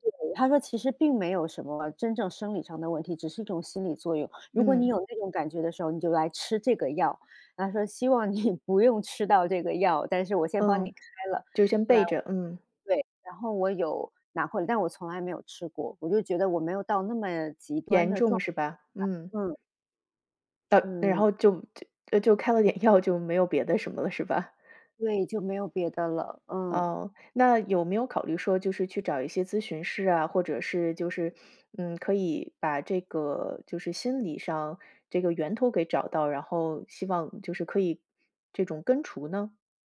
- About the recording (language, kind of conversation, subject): Chinese, advice, 你在经历恐慌发作时通常如何求助与应对？
- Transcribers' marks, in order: other noise; laughing while speaking: "你"; laughing while speaking: "点药"